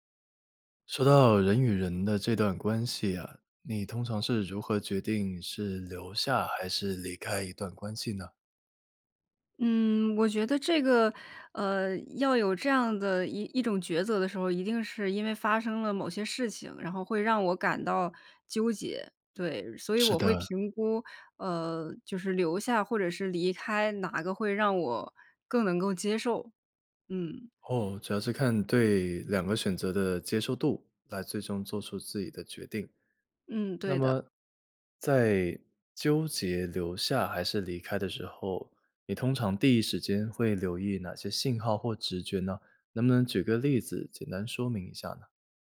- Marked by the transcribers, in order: none
- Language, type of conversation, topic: Chinese, podcast, 你如何决定是留下还是离开一段关系？